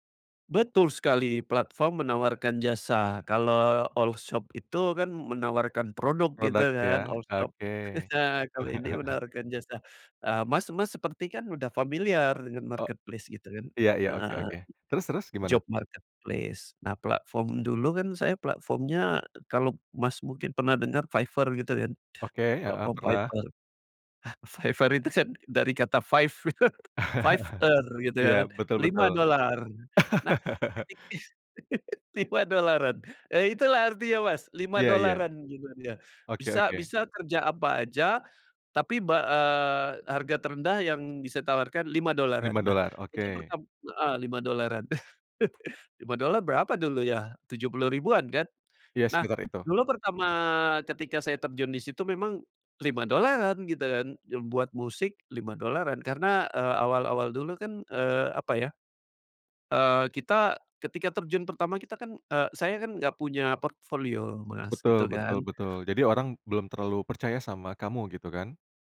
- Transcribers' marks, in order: in English: "olshop"; in English: "olshop"; chuckle; in English: "marketplace"; in English: "job marketplace"; in English: "five"; chuckle; laugh; chuckle; laugh; chuckle
- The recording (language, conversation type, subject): Indonesian, podcast, Kapan sebuah kebetulan mengantarkanmu ke kesempatan besar?